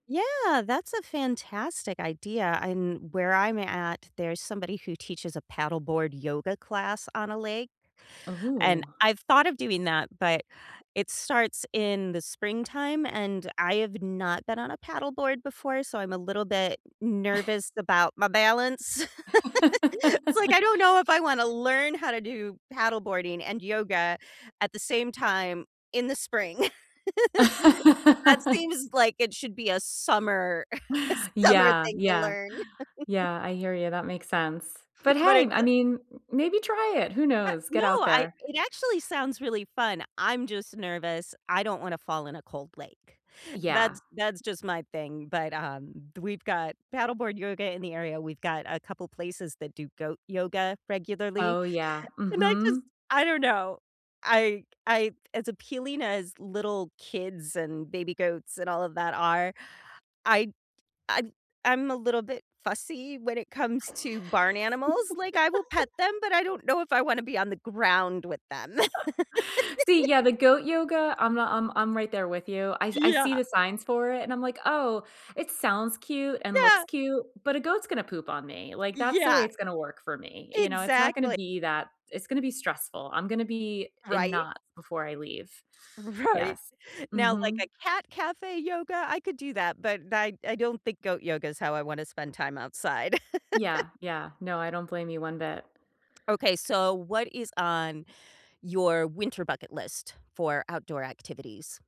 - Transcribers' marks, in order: other background noise; chuckle; laugh; laugh; chuckle; tapping; laugh; laugh; laugh; laughing while speaking: "Right"; laugh
- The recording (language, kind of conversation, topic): English, unstructured, What is your favorite way to spend time outdoors?
- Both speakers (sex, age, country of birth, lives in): female, 40-44, United States, United States; female, 45-49, United States, United States